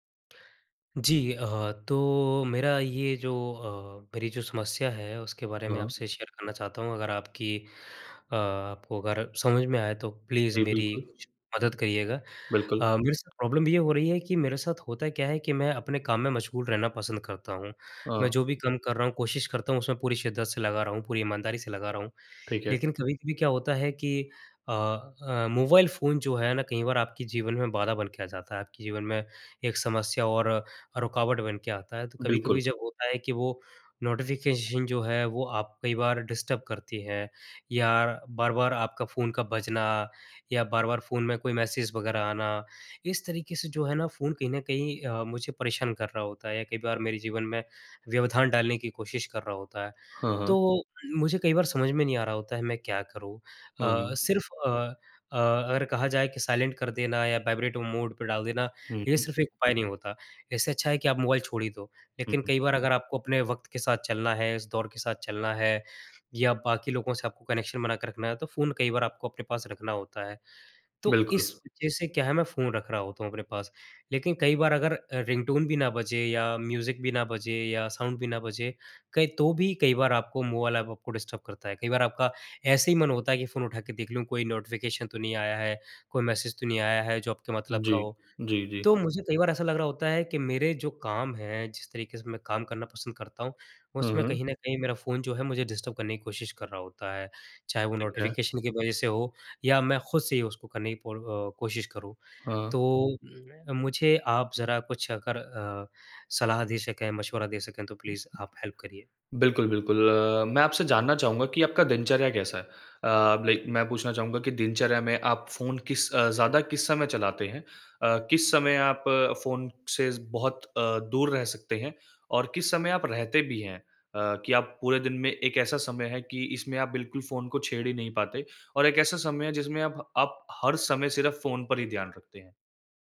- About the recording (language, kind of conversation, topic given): Hindi, advice, नोटिफिकेशन और फोन की वजह से आपका ध्यान बार-बार कैसे भटकता है?
- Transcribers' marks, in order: in English: "शेयर"; other background noise; in English: "प्लीज़"; in English: "प्रॉब्लम"; tapping; in English: "नोटिफ़िकेशन"; in English: "डिस्टर्ब"; in English: "साइलेंट"; in English: "मोड"; in English: "कनेक्शन"; in English: "रिंगटोन"; in English: "म्यूज़िक"; in English: "साउंड"; in English: "डिस्टर्ब"; in English: "नोटिफ़िकेशन"; in English: "डिस्टर्ब"; in English: "नोटिफ़िकेशन"; in English: "प्लीज़"; in English: "हेल्प"; in English: "लाइक"